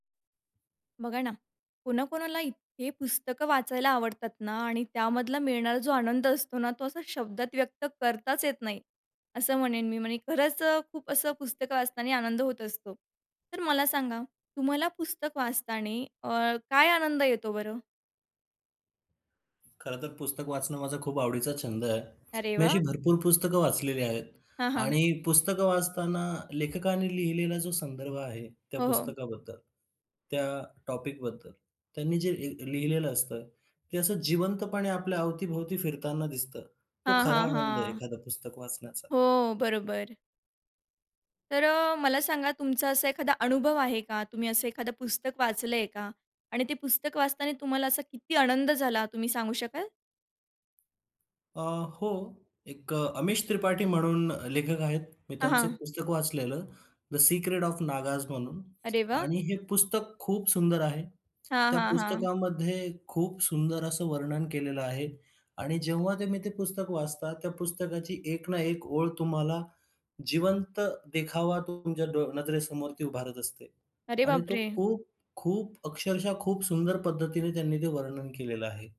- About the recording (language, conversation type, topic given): Marathi, podcast, पुस्तकं वाचताना तुला काय आनंद येतो?
- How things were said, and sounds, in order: in English: "टॉपिकबद्दल"; other background noise; tapping